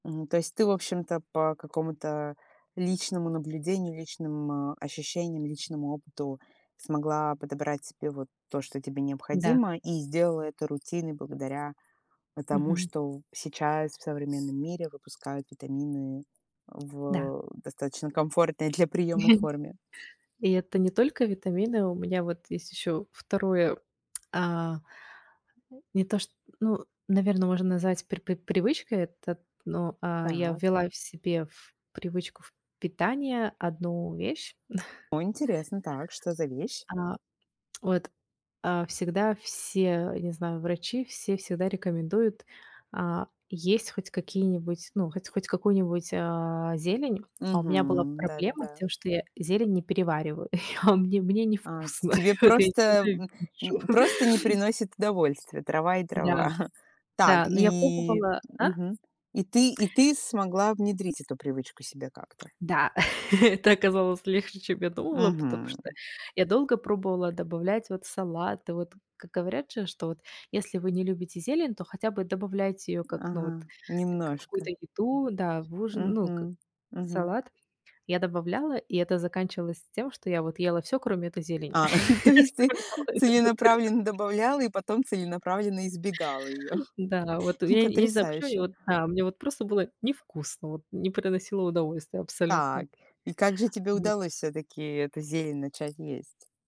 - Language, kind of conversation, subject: Russian, podcast, Какие маленькие привычки улучшили твоё самочувствие?
- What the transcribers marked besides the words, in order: other background noise; tapping; chuckle; chuckle; chuckle; laughing while speaking: "От, я её ненавижу"; chuckle; chuckle; chuckle; laughing while speaking: "то есть"; chuckle; laughing while speaking: "Оставляла её на тарелке"; chuckle